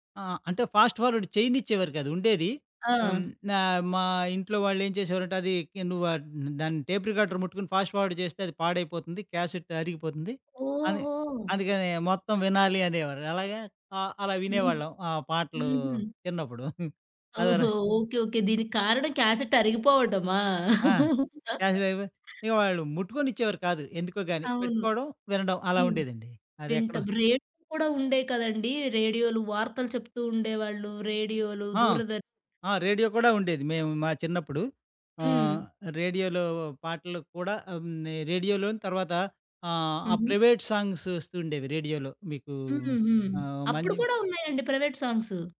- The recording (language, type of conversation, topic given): Telugu, podcast, మీకు ఇష్టమైన పాట ఏది, ఎందుకు?
- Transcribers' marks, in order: in English: "ఫాస్ట్ ఫార్వర్డ్"; in English: "టేప్ రికార్డర్"; in English: "ఫాస్ట్ ఫార్వర్డ్"; in English: "క్యాసెట్"; chuckle; in English: "క్యాసెట్"; unintelligible speech; laugh; in English: "ప్రైవేట్ సాంగ్స్"; in English: "ప్రైవేట్ సాంగ్స్?"